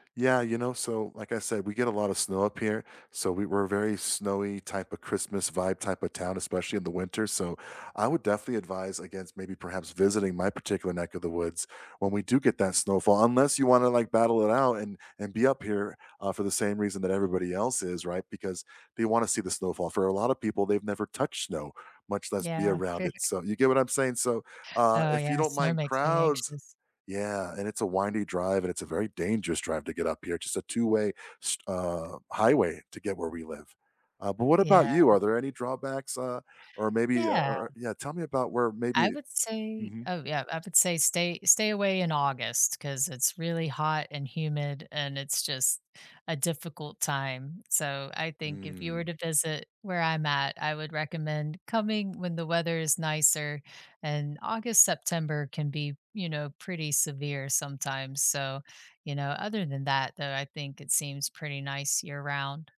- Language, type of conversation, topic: English, unstructured, Which local business would you recommend to out-of-towners?
- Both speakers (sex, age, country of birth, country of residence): female, 45-49, United States, United States; male, 45-49, United States, United States
- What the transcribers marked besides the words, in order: chuckle